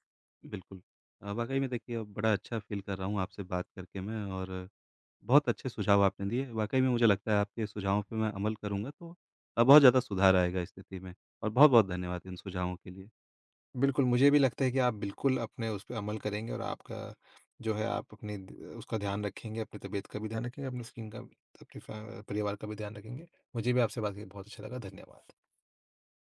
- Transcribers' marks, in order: in English: "फील"; tapping
- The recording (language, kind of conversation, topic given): Hindi, advice, स्क्रीन देर तक देखने से सोने में देरी क्यों होती है?